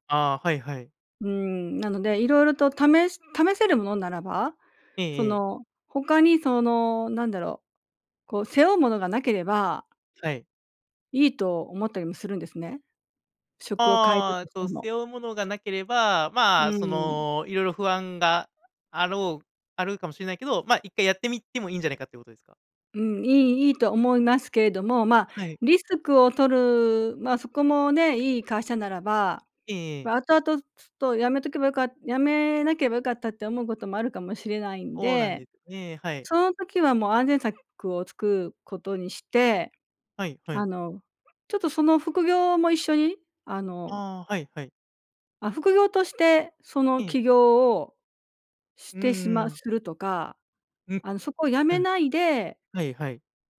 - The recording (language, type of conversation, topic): Japanese, advice, 起業すべきか、それとも安定した仕事を続けるべきかをどのように判断すればよいですか？
- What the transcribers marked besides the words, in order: none